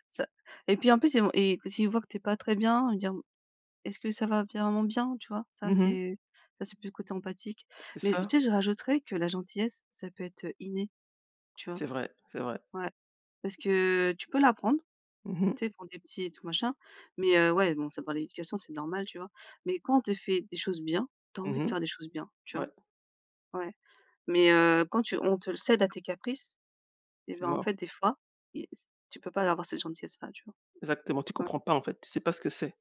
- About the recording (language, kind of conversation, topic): French, unstructured, Que signifie la gentillesse pour toi ?
- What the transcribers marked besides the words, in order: tapping